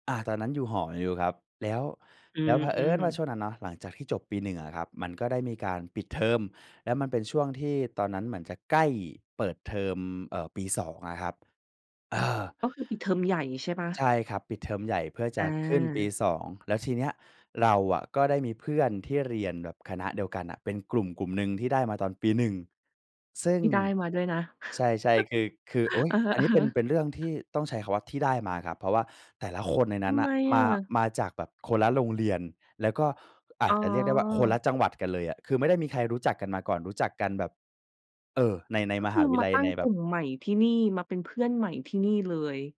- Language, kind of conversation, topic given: Thai, podcast, เล่าเกี่ยวกับประสบการณ์แคมป์ปิ้งที่ประทับใจหน่อย?
- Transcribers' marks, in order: stressed: "เผอิญ"; chuckle